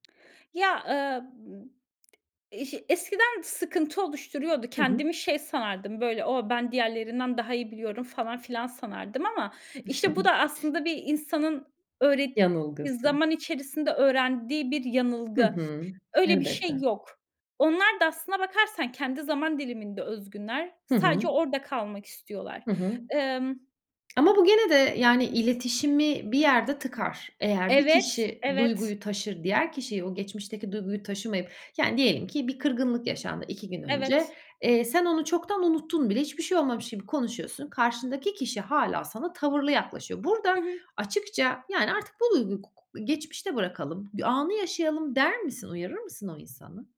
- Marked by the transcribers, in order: other background noise; chuckle; tapping
- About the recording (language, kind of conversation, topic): Turkish, podcast, Kendini özgün hissetmek için neler yaparsın?